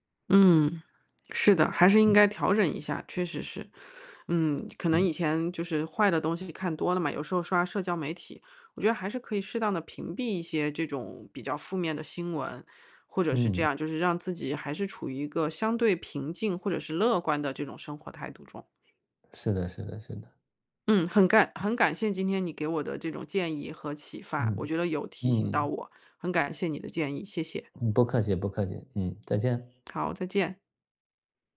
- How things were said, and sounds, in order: other background noise
- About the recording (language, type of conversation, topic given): Chinese, advice, 我该如何确定一个既有意义又符合我的核心价值观的目标？
- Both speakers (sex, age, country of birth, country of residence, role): female, 40-44, China, United States, user; male, 35-39, China, Poland, advisor